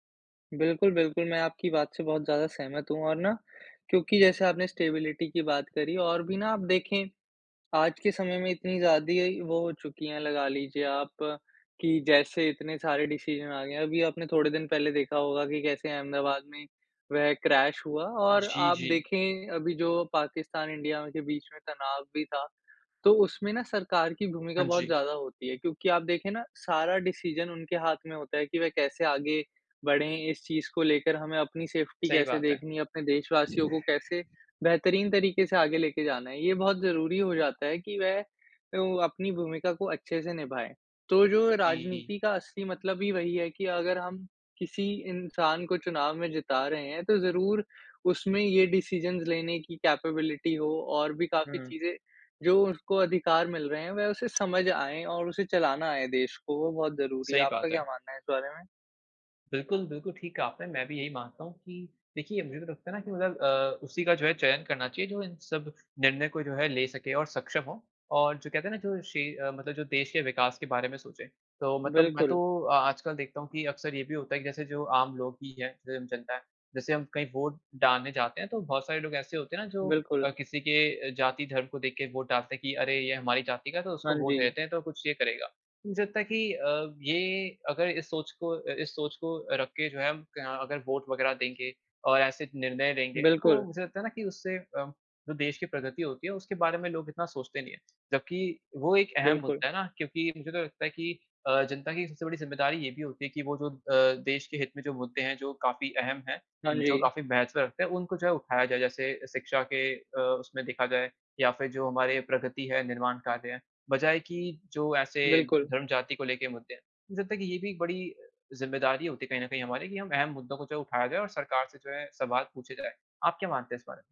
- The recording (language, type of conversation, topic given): Hindi, unstructured, राजनीति में जनता की भूमिका क्या होनी चाहिए?
- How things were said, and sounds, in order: in English: "स्टेबिलिटी"; in English: "डिसीजन"; in English: "क्रैश"; in English: "डिसीजन"; in English: "सेफ़्टी"; tapping; in English: "डिसीजंस"; in English: "कैपेबिलिटी"; in English: "वोट"; in English: "वोट"; in English: "वोट"; in English: "वोट"